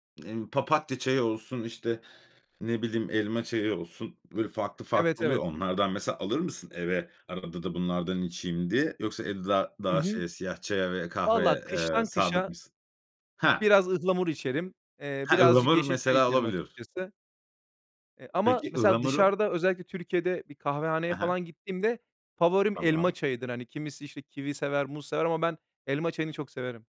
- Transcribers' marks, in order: other background noise; tapping
- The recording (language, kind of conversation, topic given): Turkish, podcast, Kahve veya çay demleme ritüelin nasıl?